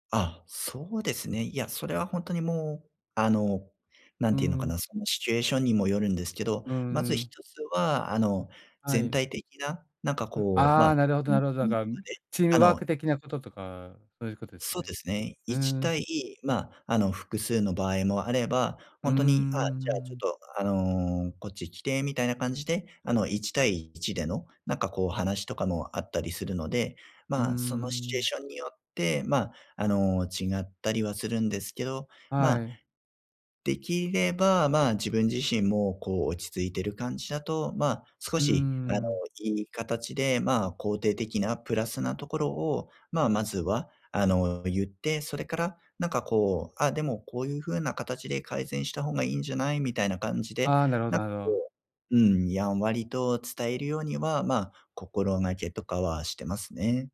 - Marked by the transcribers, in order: unintelligible speech; other noise
- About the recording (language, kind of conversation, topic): Japanese, advice, 建設的なフィードバックをやさしく効果的に伝えるには、どうすればよいですか？